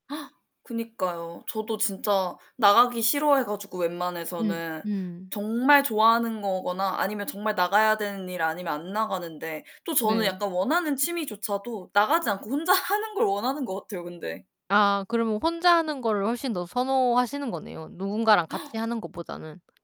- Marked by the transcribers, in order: gasp; tapping; laughing while speaking: "하는"; gasp
- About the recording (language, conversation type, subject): Korean, unstructured, 어떤 취미를 새로 시작해 보고 싶으신가요?